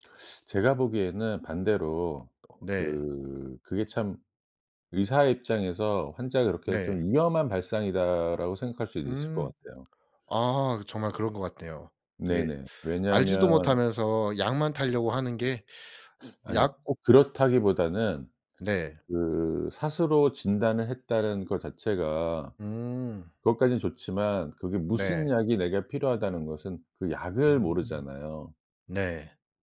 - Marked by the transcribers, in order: "스스로" said as "사스로"
- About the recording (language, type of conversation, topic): Korean, podcast, 회복 중 운동은 어떤 식으로 시작하는 게 좋을까요?